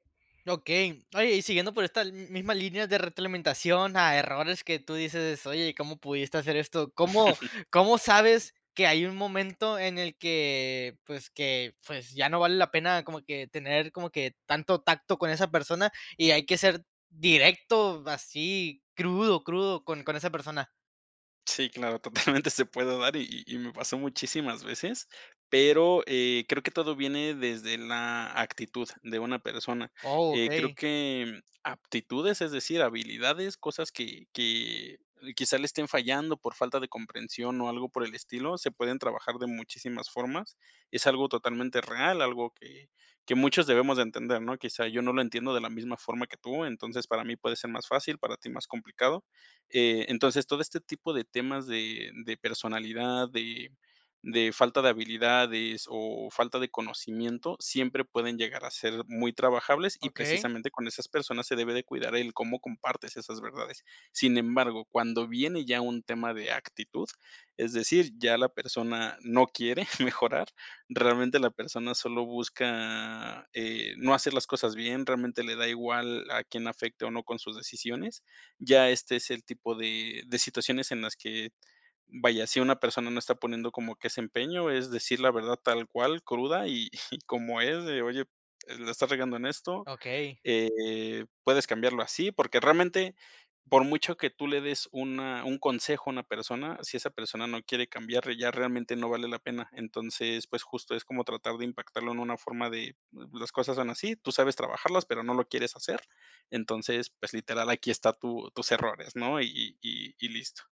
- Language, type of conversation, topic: Spanish, podcast, ¿Cómo equilibras la honestidad con la armonía?
- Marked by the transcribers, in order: laugh; chuckle; chuckle; chuckle